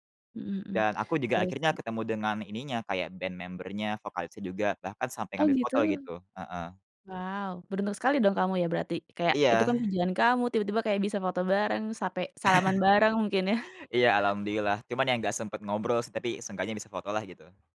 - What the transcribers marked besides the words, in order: in English: "member-nya"; chuckle
- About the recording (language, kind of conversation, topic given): Indonesian, podcast, Apa pengalaman konser paling berkesan yang pernah kamu datangi?